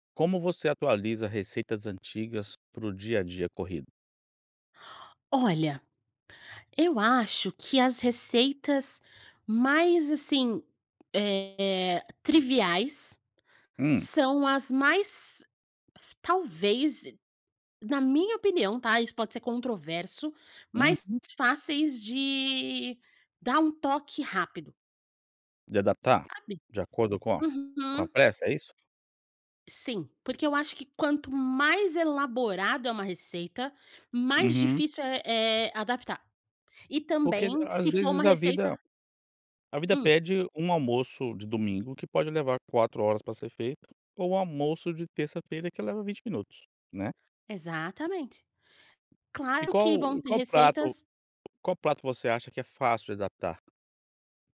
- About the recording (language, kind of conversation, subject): Portuguese, podcast, Como você adapta receitas antigas para a correria do dia a dia?
- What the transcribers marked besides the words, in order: tapping; other background noise